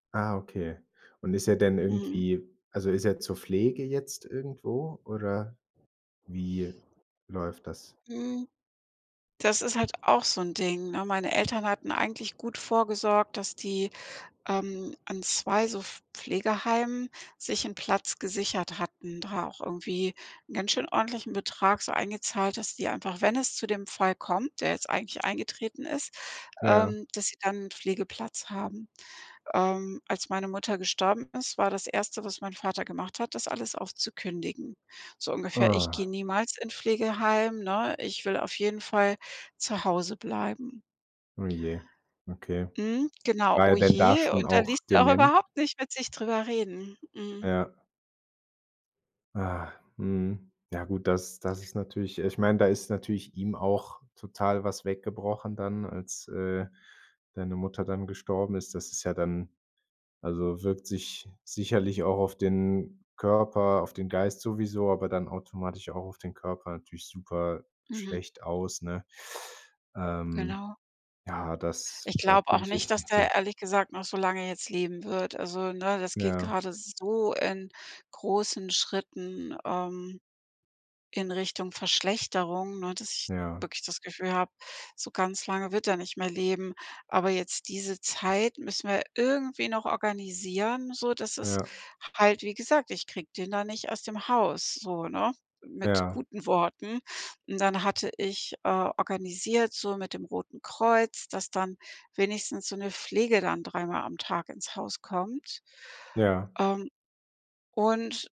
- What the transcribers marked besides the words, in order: wind; tapping; other background noise
- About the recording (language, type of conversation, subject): German, advice, Wie kann ich plötzlich die Pflege meiner älteren Eltern übernehmen und gut organisieren?